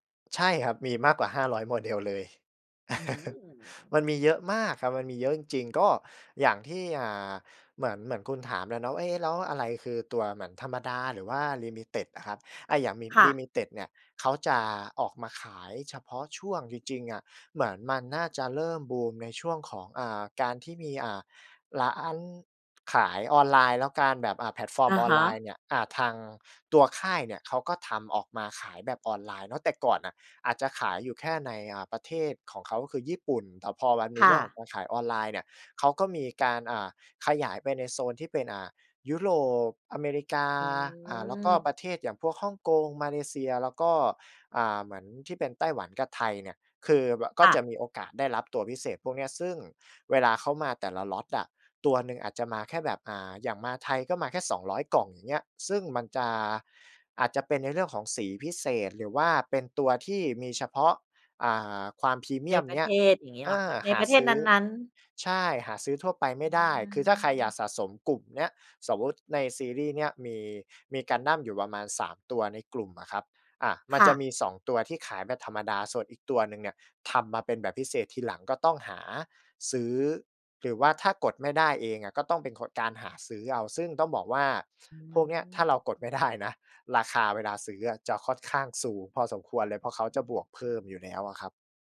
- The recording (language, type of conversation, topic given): Thai, podcast, อะไรคือความสุขเล็กๆ ที่คุณได้จากการเล่นหรือการสร้างสรรค์ผลงานของคุณ?
- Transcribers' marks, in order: chuckle; in English: "ลิมิติด"; in English: "ลิมิติด"; in English: "แพลตฟอร์ม"; laughing while speaking: "ไม่ได้นะ"